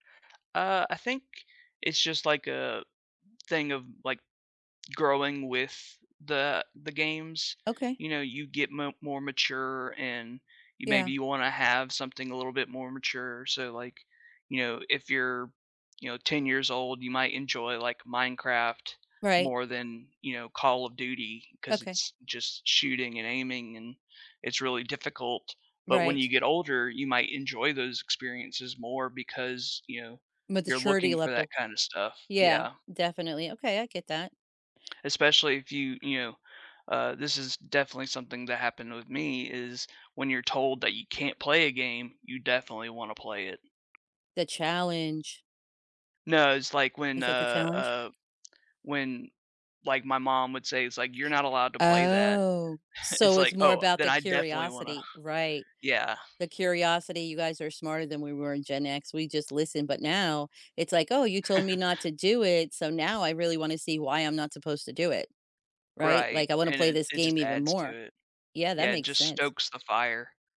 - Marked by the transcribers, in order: tapping; scoff; chuckle
- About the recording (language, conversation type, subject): English, unstructured, What draws people to classic video games even as technology advances?